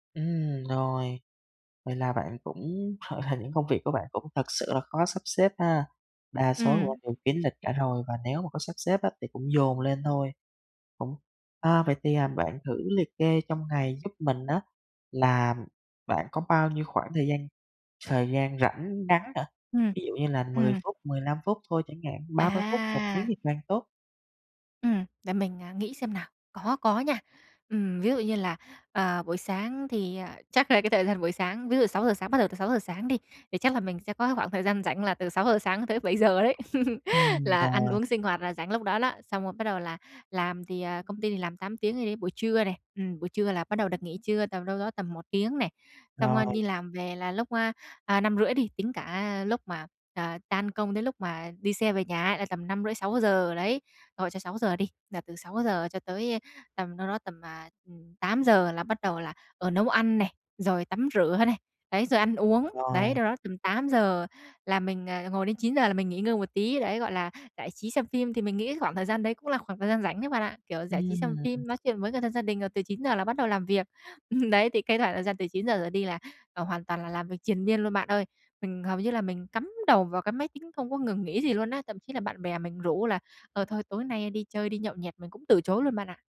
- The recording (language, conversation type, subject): Vietnamese, advice, Làm sao để giảm căng thẳng sau giờ làm mỗi ngày?
- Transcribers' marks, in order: chuckle; tapping; chuckle; laughing while speaking: "Ừm"